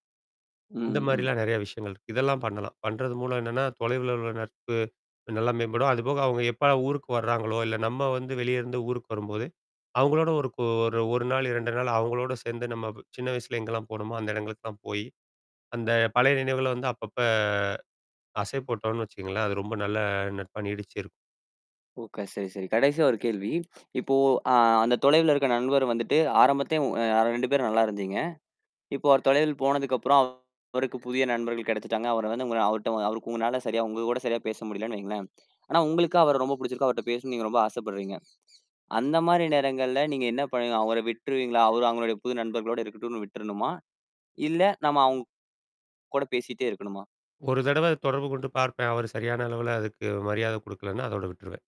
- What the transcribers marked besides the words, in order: static; mechanical hum; tapping; drawn out: "அப்பப்ப"; "ஓகே" said as "ஓகா"; "ஆரம்பத்துலயே" said as "ஆரம்பத்தே"; distorted speech; other background noise; bird
- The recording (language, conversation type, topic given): Tamil, podcast, தொலைவில் இருக்கும் நண்பருடன் நட்புறவை எப்படிப் பேணுவீர்கள்?